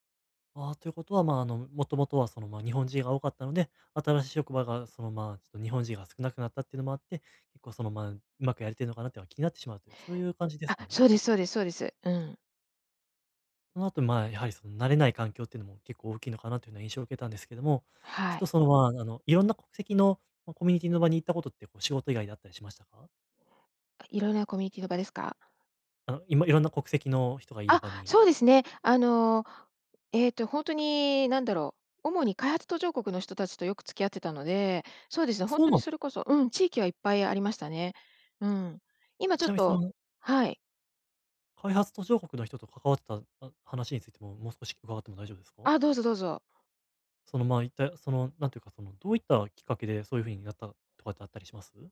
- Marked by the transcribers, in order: anticipating: "あ、そうです そうです そうです"
- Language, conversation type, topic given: Japanese, advice, 他人の評価を気にしすぎない練習